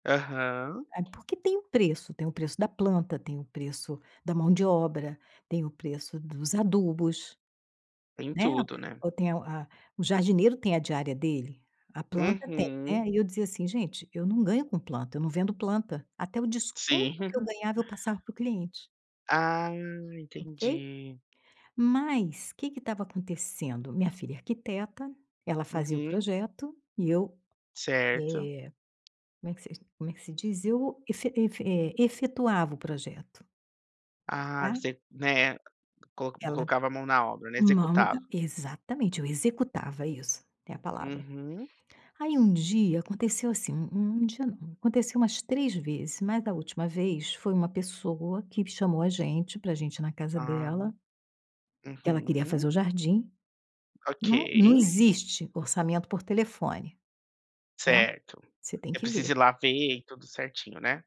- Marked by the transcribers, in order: tapping; chuckle; drawn out: "Ah"
- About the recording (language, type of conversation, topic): Portuguese, advice, Como posso definir o preço do meu produto e comunicar melhor o valor que ele entrega?